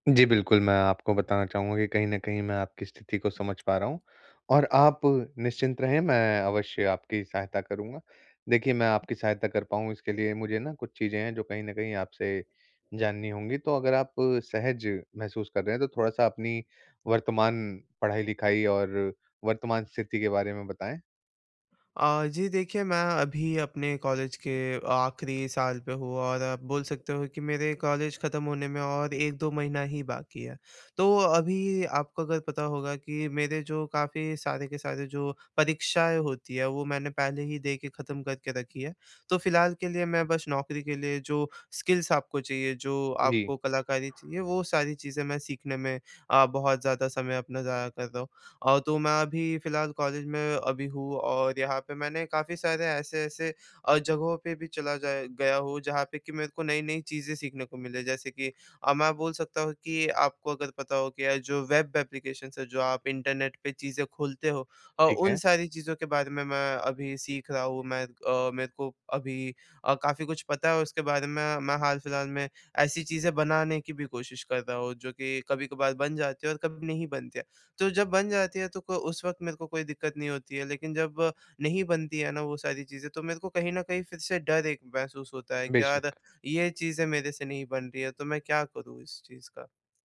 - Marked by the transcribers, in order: tapping; in English: "स्किल्स"; dog barking; in English: "एप्लीकेशन्स"
- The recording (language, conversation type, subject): Hindi, advice, क्या अब मेरे लिए अपने करियर में बड़ा बदलाव करने का सही समय है?